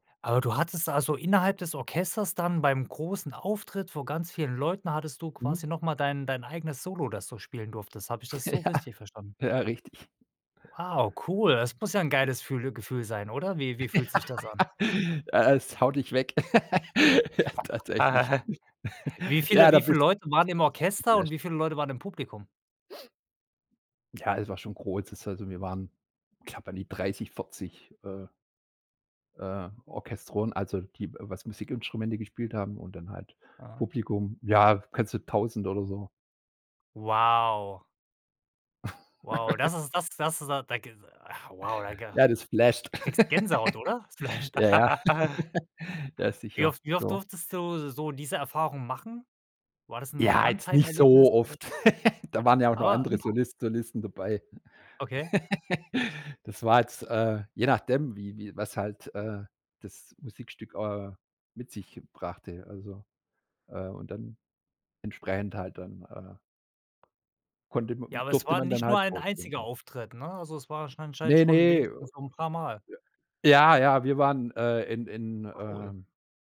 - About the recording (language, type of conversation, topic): German, podcast, Was würdest du jemandem raten, der seine musikalische Identität finden möchte?
- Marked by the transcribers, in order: laughing while speaking: "Ja"; tapping; other background noise; laughing while speaking: "Ja"; chuckle; laughing while speaking: "Ja, tatsächlich"; chuckle; unintelligible speech; drawn out: "Wow"; chuckle; chuckle; laugh; chuckle; chuckle